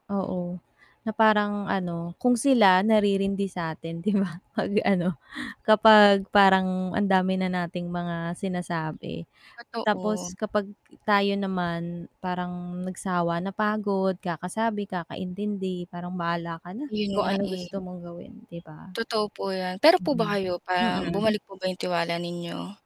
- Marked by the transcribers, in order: static; bird; laughing while speaking: "sa atin 'di ba, pag-ano kapag parang"; tapping; other background noise
- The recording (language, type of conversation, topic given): Filipino, unstructured, Ano ang papel ng tiwala sa isang relasyon para sa iyo?